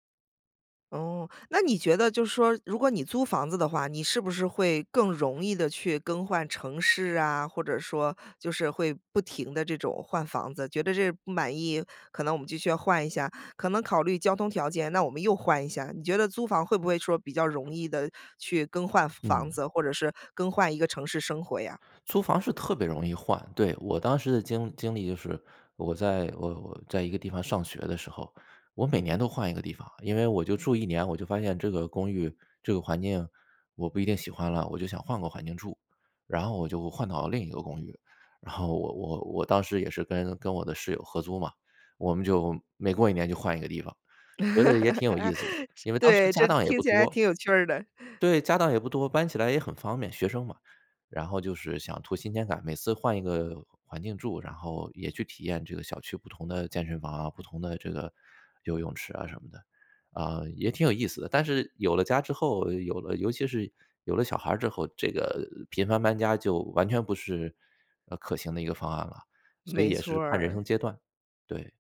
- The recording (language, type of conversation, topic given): Chinese, podcast, 你会如何权衡买房还是租房？
- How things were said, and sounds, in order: laughing while speaking: "然后"; laugh; laughing while speaking: "是，对，这听起来挺有趣儿的"